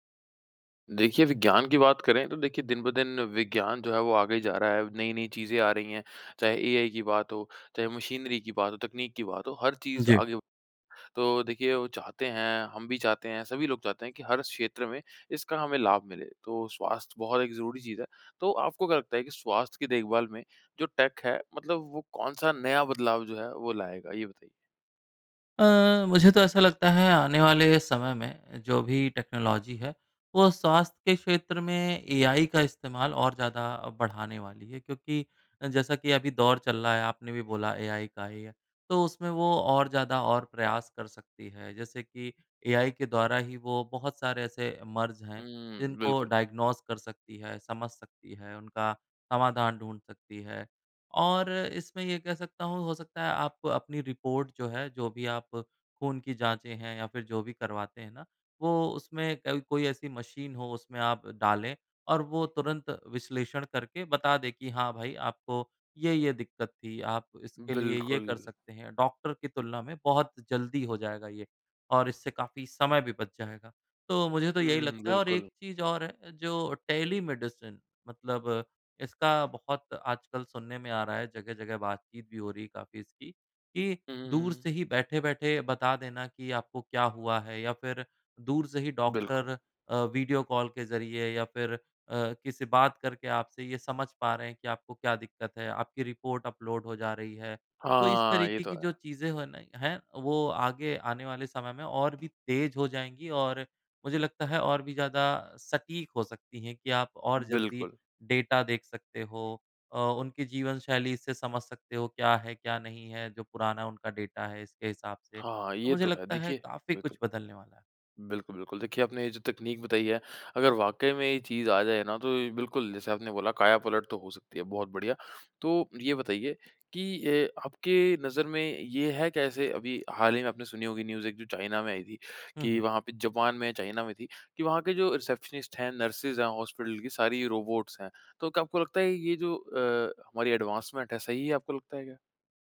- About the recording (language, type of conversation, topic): Hindi, podcast, स्वास्थ्य की देखभाल में तकनीक का अगला बड़ा बदलाव क्या होगा?
- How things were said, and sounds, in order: tapping; in English: "टेक"; in English: "टेक्नोलॉज़ी"; in English: "मर्ज़"; in English: "डायग्नोज़"; in English: "रिपोर्ट"; in English: "रिपोर्ट अपलोड"; in English: "डेटा"; in English: "डेटा"; in English: "न्यूज़"; in English: "रिसेप्शनिस्ट"; in English: "एडवांसमेंट"